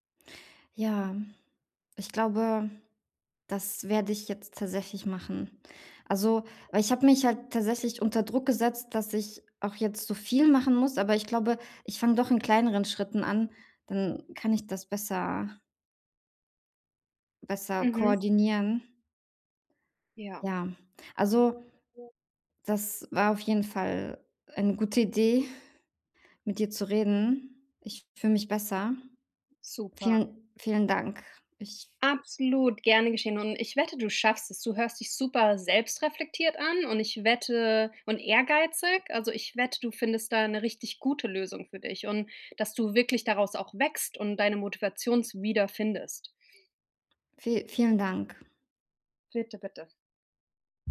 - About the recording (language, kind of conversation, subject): German, advice, Wie kann ich nach einem Rückschlag meine Motivation und meine Routine wiederfinden?
- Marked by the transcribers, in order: other background noise; background speech